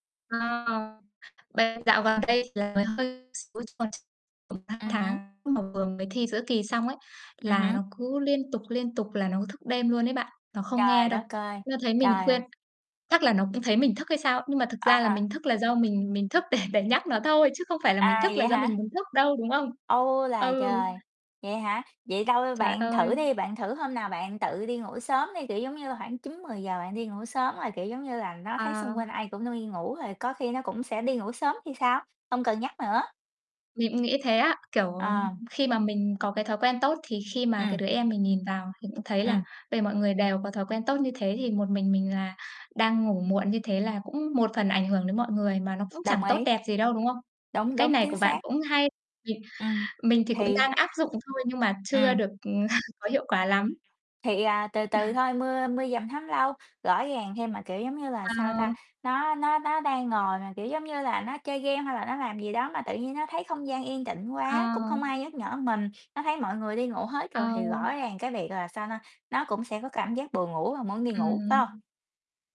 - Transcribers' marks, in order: distorted speech; tapping; "ơi" said as "cơi"; laughing while speaking: "để"; other background noise; chuckle; background speech; chuckle
- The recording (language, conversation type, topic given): Vietnamese, unstructured, Làm sao để thuyết phục người khác thay đổi thói quen xấu?